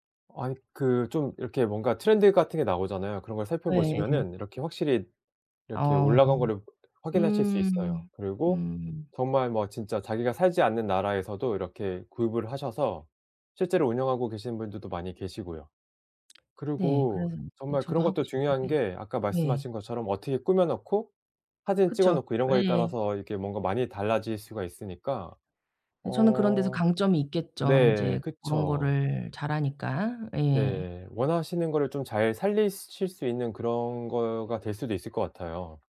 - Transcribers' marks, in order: other background noise
- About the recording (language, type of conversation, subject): Korean, advice, 의미 있는 활동을 찾는 과정에서 제가 진짜 좋아하는 일을 어떻게 찾을 수 있을까요?